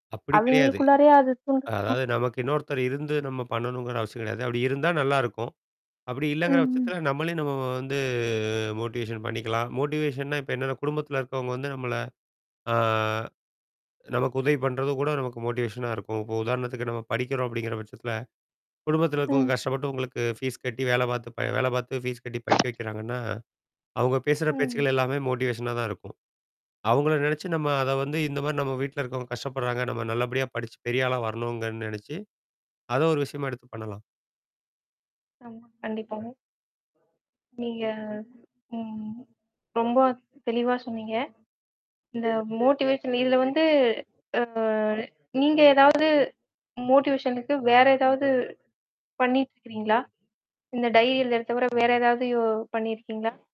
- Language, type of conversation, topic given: Tamil, podcast, உற்சாகம் குறைந்திருக்கும் போது நீங்கள் உங்கள் படைப்பை எப்படித் தொடங்குவீர்கள்?
- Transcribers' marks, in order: distorted speech; drawn out: "வந்து"; in English: "மோட்டிவேஷன்"; in English: "மோட்டிவேஷன்னா"; drawn out: "அ"; in English: "மோட்டிவேஷனா"; in English: "ஃபீஸ்"; in English: "ஃபீஸ்"; tapping; in English: "மோட்டிவேஷனா"; static; other background noise; in English: "மோட்டிவேஷன்"; mechanical hum; in English: "மோட்டிவேஷனுக்கு"; in English: "டைரி"